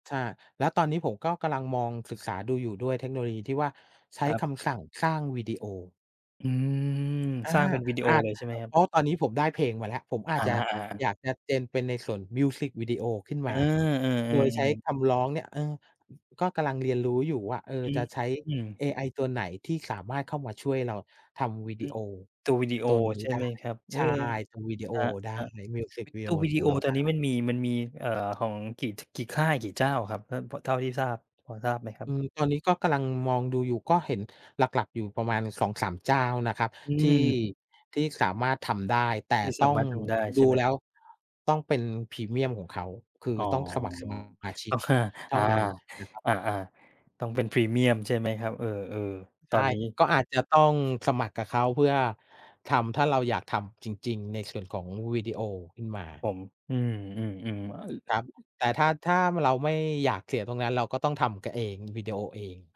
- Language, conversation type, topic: Thai, unstructured, เทคโนโลยีเปลี่ยนวิธีที่เราใช้ชีวิตอย่างไรบ้าง?
- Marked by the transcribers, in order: other background noise; drawn out: "อืม"; tapping; laughing while speaking: "ก็ว่า"; other noise